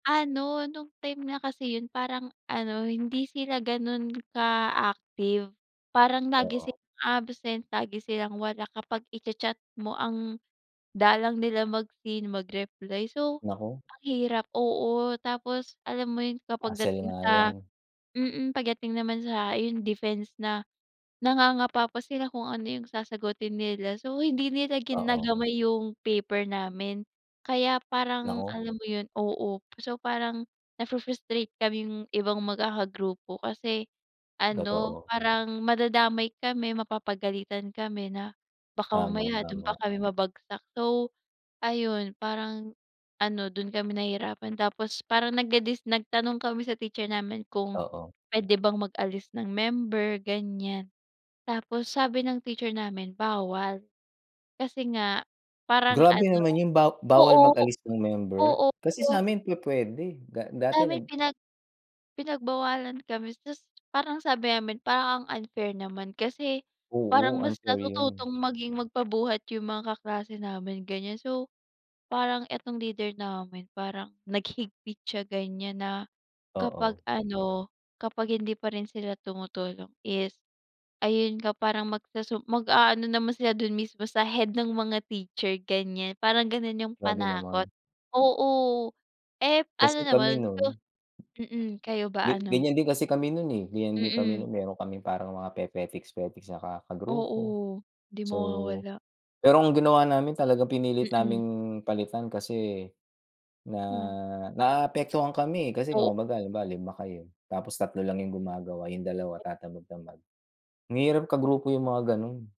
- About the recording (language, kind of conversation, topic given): Filipino, unstructured, Ano ang pinakamalaking hamon na nalampasan mo sa pag-aaral?
- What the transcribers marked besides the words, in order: tapping